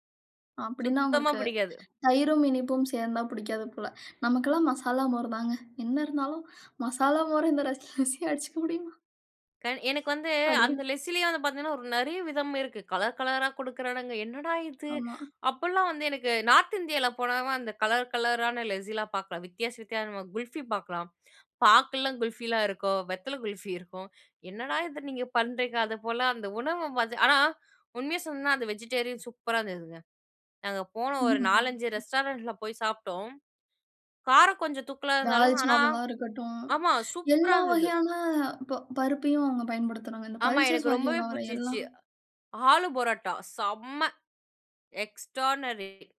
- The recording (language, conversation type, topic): Tamil, podcast, மொழி தெரியாமலே நீங்கள் எப்படி தொடர்பு கொண்டு வந்தீர்கள்?
- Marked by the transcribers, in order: laughing while speaking: "மசாலா மோர் இந்த லஸ் லசியா அடிச்சிக்க முடியுமா?"; in English: "பல்சஸ்"; surprised: "எனக்கு ரொம்பவே புடிச்சிச்சு! ஆலு பரோட்டா, செம்ம! எக்ஸ்ட்ரார்டினரி"; other noise; in English: "எக்ஸ்ட்ரார்டினரி"